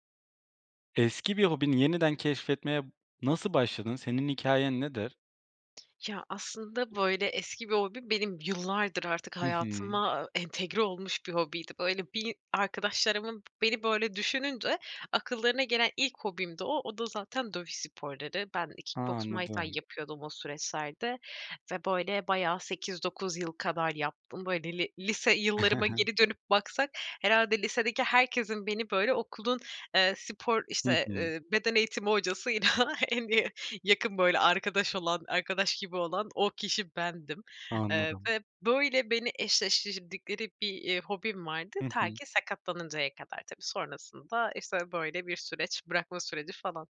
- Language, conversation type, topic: Turkish, podcast, Eski bir hobinizi yeniden keşfetmeye nasıl başladınız, hikâyeniz nedir?
- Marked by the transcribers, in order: other background noise; tapping; in Thai: "muay thai"; chuckle; laughing while speaking: "hocasıyla en iyi yakın"